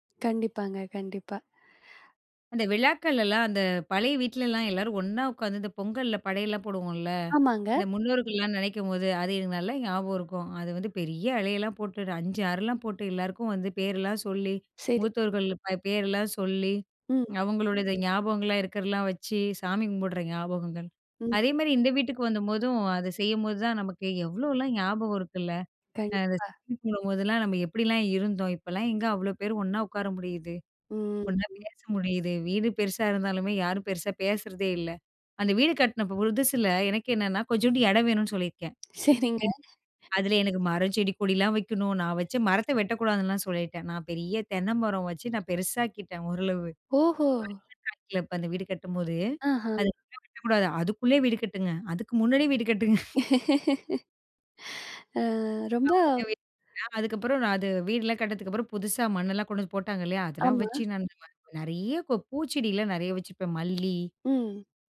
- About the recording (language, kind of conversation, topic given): Tamil, podcast, வீட்டின் வாசனை உங்களுக்கு என்ன நினைவுகளைத் தருகிறது?
- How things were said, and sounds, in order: other noise; laughing while speaking: "சரிங்க"; unintelligible speech; unintelligible speech; chuckle; laugh; unintelligible speech; unintelligible speech